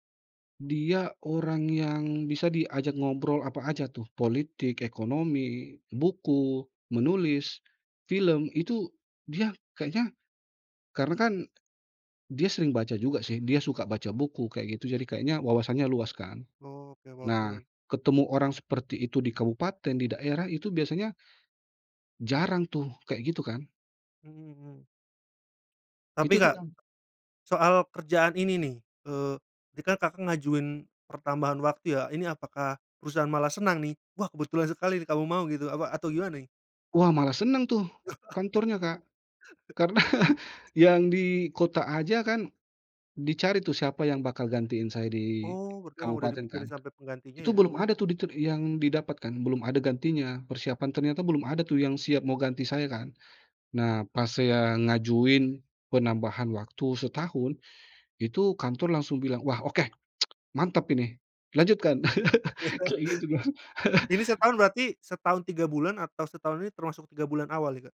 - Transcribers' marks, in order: laugh; tapping; chuckle; tsk; chuckle; laughing while speaking: "kan"; chuckle
- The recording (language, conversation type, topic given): Indonesian, podcast, Pernahkah kamu bertemu warga setempat yang membuat perjalananmu berubah, dan bagaimana ceritanya?